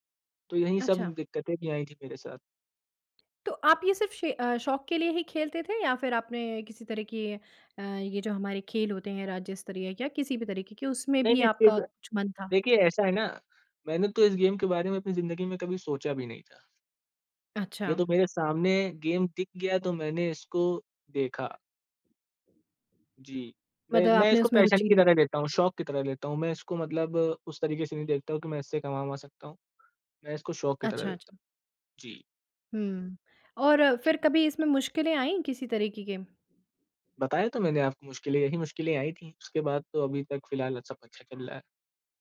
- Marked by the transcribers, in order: in English: "गेम"; in English: "गेम"; in English: "पैशन"; other background noise
- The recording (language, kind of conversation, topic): Hindi, podcast, नया शौक सीखते समय आप शुरुआत कैसे करते हैं?